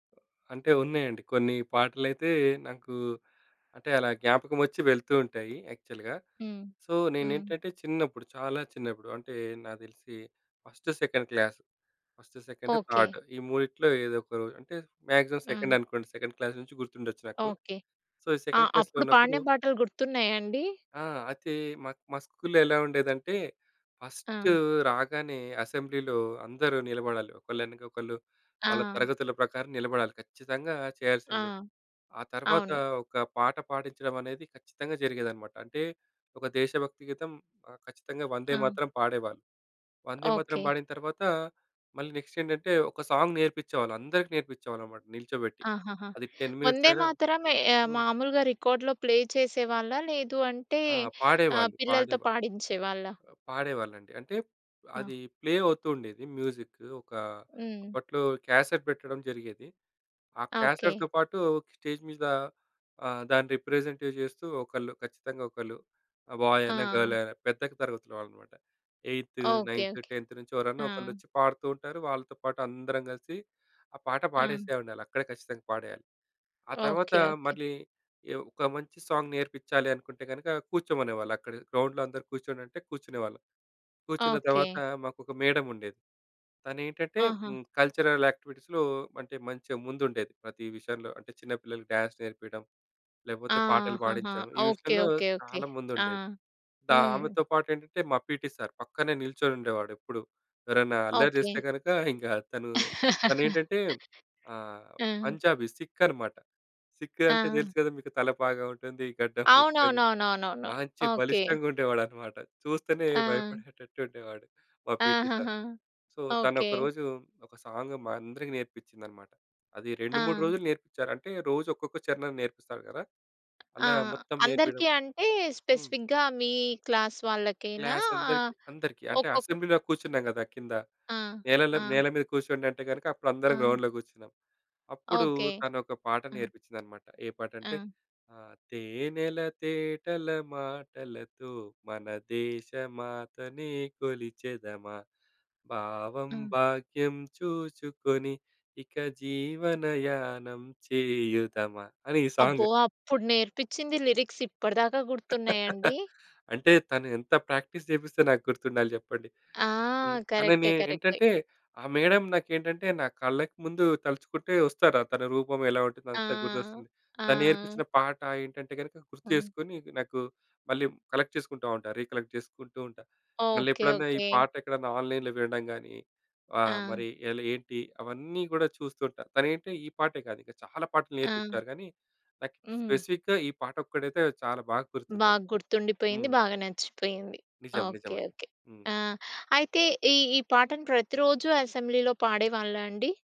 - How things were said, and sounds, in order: tapping; in English: "యాక్చువల్‌గా. సో"; in English: "సెకండ్ క్లాస్"; in English: "థాడ్"; in English: "మాక్సిమం సెకండ్"; in English: "సెకండ్ క్లాస్"; in English: "సో"; other background noise; in English: "సెకండ్ క్లాస్‌లో"; "ఐతే" said as "అతె"; in English: "స్కూల్‌లో"; in English: "అసెంబ్లీలో"; in English: "నెక్స్ట్"; in English: "సాంగ్"; in English: "టెన్ మినిట్స్"; in English: "రికార్డ్‌లో ప్లే"; in English: "ప్లే"; in English: "మ్యూజిక్"; in English: "క్యాసెట్"; in English: "క్యాసెట్‌తో"; in English: "స్టేజ్"; in English: "బాయ్"; in English: "గర్ల్"; in English: "ఎయిత్, నైన్త్, టెన్త్"; in English: "సాంగ్"; in English: "గ్రౌండ్‌లో"; in English: "మేడమ్"; in English: "కల్చరల్ యాక్టివిటీస్‌లో"; in English: "డ్యాన్స్"; in English: "పీటీ సార్"; laugh; chuckle; chuckle; stressed: "మాంచి"; in English: "పీటీ సార్. సో"; in English: "సాంగ్"; in English: "అసెంబ్లీలో"; in English: "గ్రౌండ్‌లో"; singing: "తేనెల తేటల మాటలతో, మన దేశ … ఇక జీవనయానం చేయుదమా"; in English: "సాంగ్"; in English: "లిరిక్స్"; laugh; in English: "ప్రాక్టీస్"; in English: "మేడం"; in English: "కలెక్ట్"; in English: "రీకలెక్ట్"; in English: "ఆన్లైన్‌లో"; in English: "స్పెసిఫిక్‌గా"; in English: "అసెంబ్లీ‌లో"
- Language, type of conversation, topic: Telugu, podcast, మీకు చిన్ననాటి సంగీత జ్ఞాపకాలు ఏవైనా ఉన్నాయా?